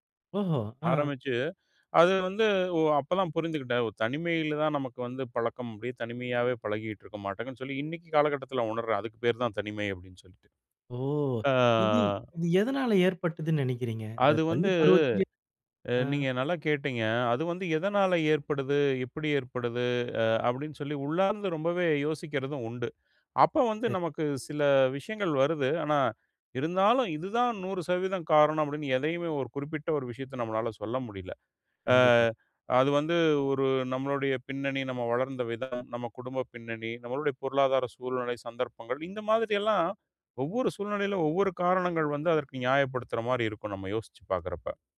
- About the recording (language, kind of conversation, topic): Tamil, podcast, தனிமை என்றால் உங்களுக்கு என்ன உணர்வு தருகிறது?
- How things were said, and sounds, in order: drawn out: "அ"